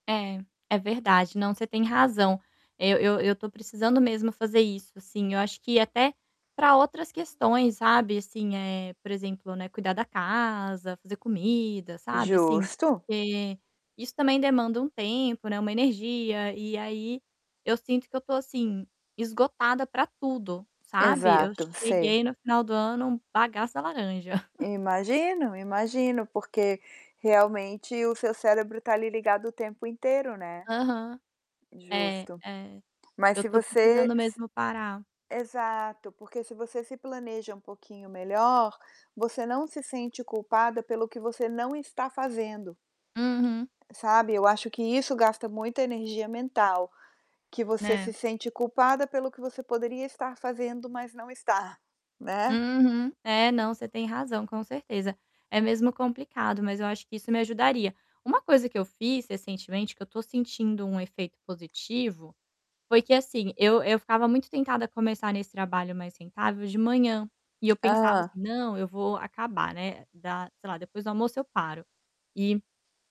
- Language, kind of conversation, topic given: Portuguese, advice, Como posso retomar meus hobbies se não tenho tempo nem energia?
- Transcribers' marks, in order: static; tapping; distorted speech; other background noise; chuckle